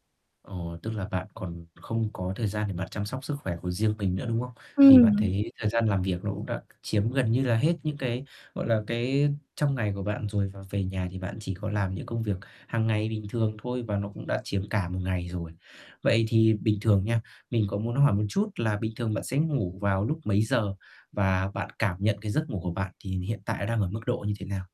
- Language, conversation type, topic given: Vietnamese, advice, Vì sao tôi luôn cảm thấy mệt mỏi kéo dài và thiếu năng lượng?
- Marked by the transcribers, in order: static; distorted speech